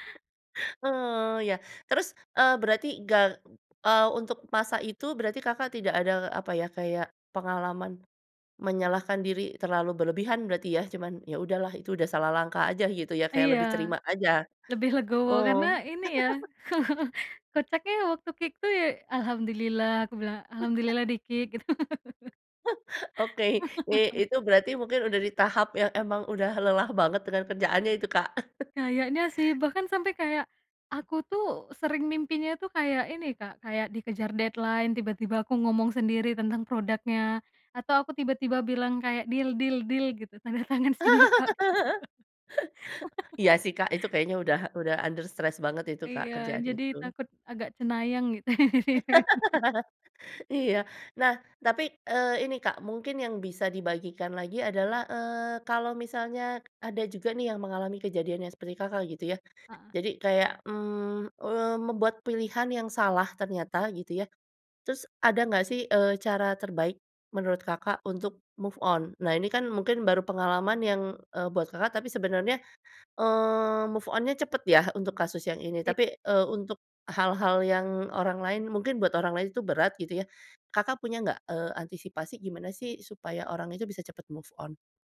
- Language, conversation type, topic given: Indonesian, podcast, Bagaimana cara kamu memaafkan diri sendiri setelah melakukan kesalahan?
- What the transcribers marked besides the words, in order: other background noise; chuckle; in English: "kick"; chuckle; chuckle; in English: "di-kick"; laugh; chuckle; in English: "deadline"; in English: "Deal deal deal"; laugh; laughing while speaking: "tanda tangan sini pak"; laugh; in English: "under stress"; laugh; chuckle; in English: "move on?"; in English: "move on-nya"; in English: "move on?"